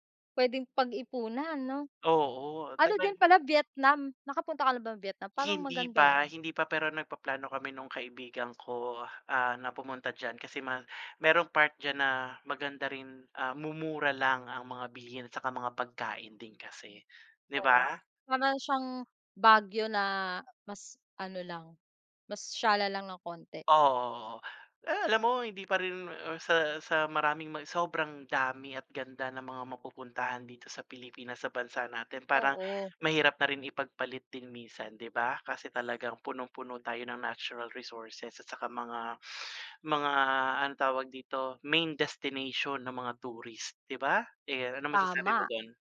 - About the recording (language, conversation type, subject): Filipino, unstructured, Saan ang pinakamasayang lugar na napuntahan mo?
- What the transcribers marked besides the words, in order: none